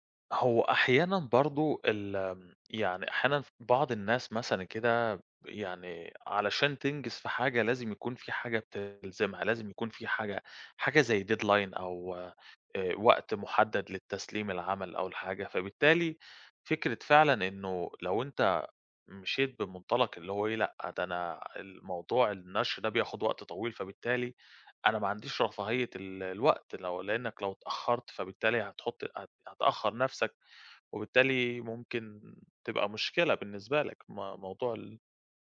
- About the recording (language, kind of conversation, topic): Arabic, advice, إزاي حسّيت لما فقدت الحافز وإنت بتسعى ورا هدف مهم؟
- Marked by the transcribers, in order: in English: "deadline"